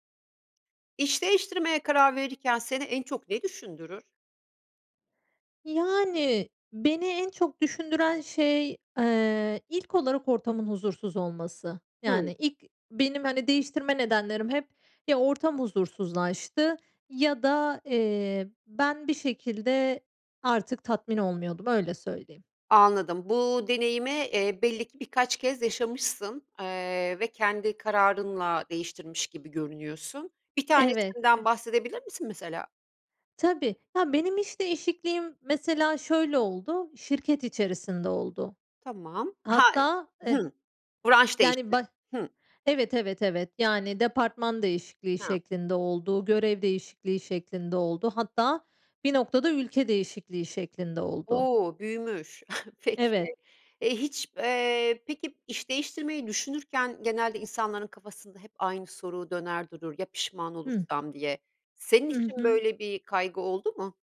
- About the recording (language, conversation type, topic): Turkish, podcast, İş değiştirmeye karar verirken seni en çok ne düşündürür?
- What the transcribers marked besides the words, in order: laughing while speaking: "Peki"; other background noise